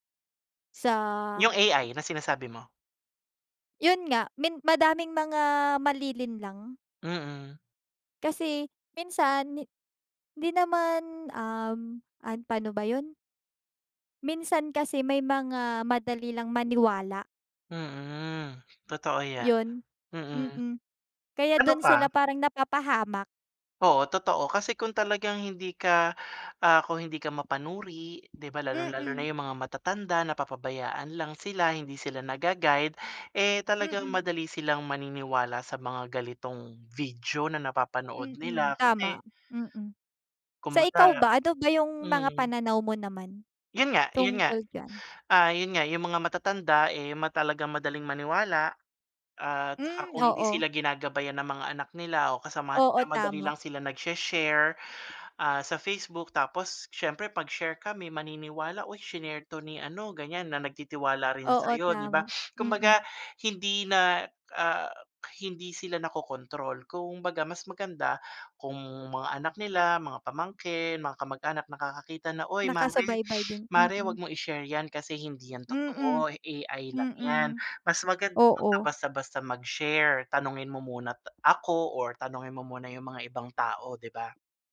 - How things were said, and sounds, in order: tapping; other background noise
- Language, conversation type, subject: Filipino, unstructured, Paano nakakaapekto ang teknolohiya sa iyong trabaho o pag-aaral?